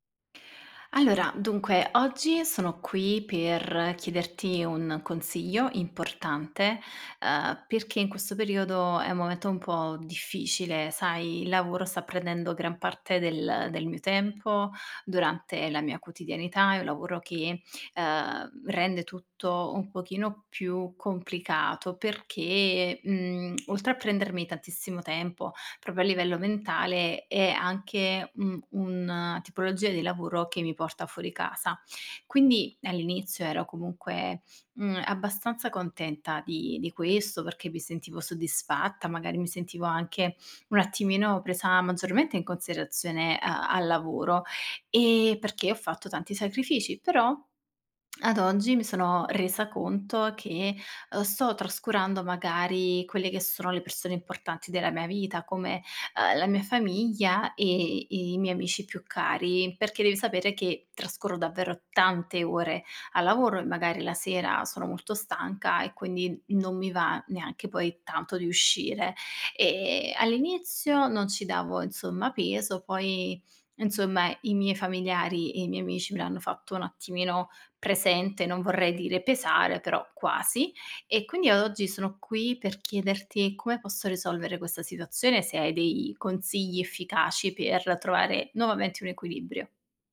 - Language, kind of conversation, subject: Italian, advice, Come posso gestire il senso di colpa per aver trascurato famiglia e amici a causa del lavoro?
- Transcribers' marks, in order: tongue click